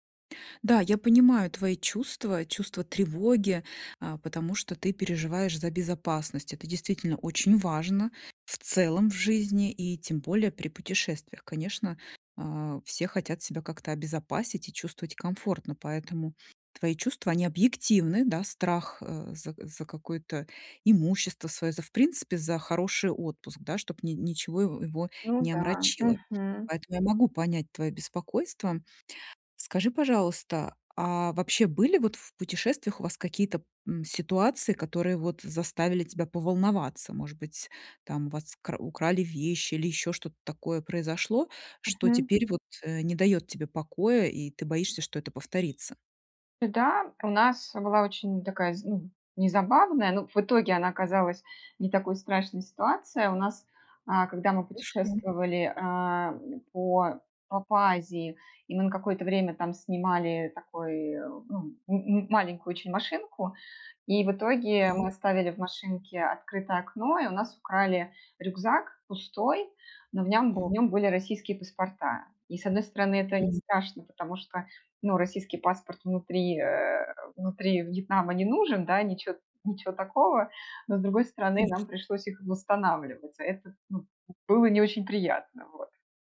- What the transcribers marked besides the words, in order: other background noise
- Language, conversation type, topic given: Russian, advice, Как оставаться в безопасности в незнакомой стране с другой культурой?